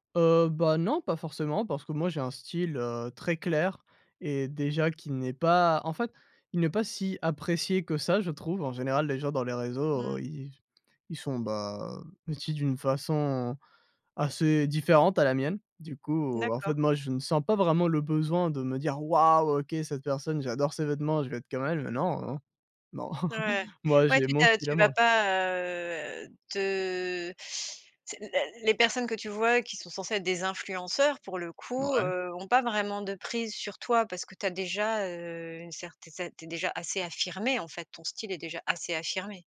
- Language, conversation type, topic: French, podcast, Comment gères-tu la pression des réseaux sociaux sur ton style ?
- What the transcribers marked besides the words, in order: "vêtus" said as "vêtis"; chuckle; drawn out: "heu"